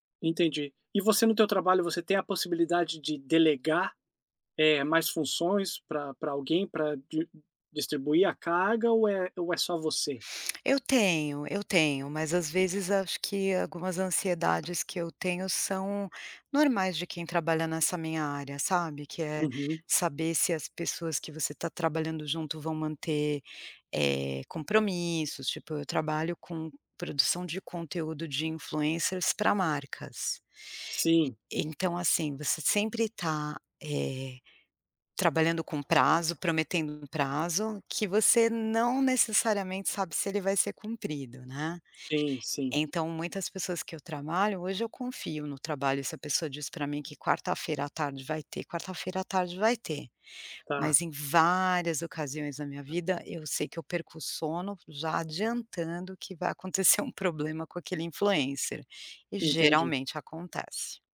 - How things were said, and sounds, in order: tapping; other background noise; chuckle
- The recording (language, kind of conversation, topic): Portuguese, advice, Por que acordo cansado mesmo após uma noite completa de sono?